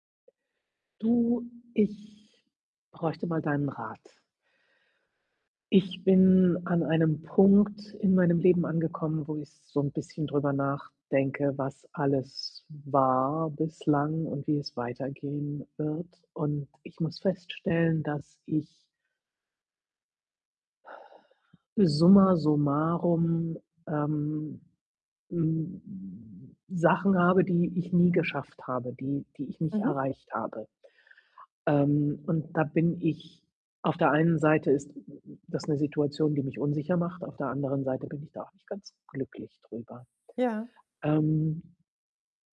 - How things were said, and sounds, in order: other noise
- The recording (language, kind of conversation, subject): German, advice, Wie kann ich Akzeptanz für meine verlorenen Lebenspläne finden?